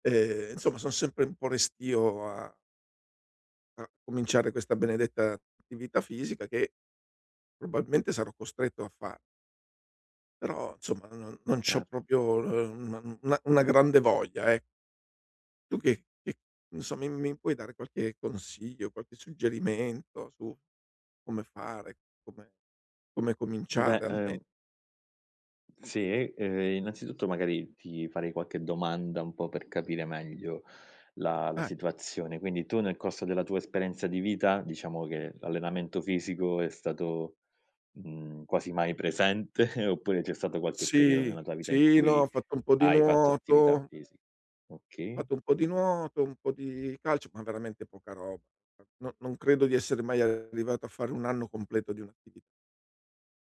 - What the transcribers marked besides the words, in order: "insomma" said as "nsomma"; "proprio" said as "propio"; "insomma" said as "insom"; tapping; singing: "presente"; other background noise
- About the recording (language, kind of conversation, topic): Italian, advice, Come posso ricominciare ad allenarmi dopo anni di inattività?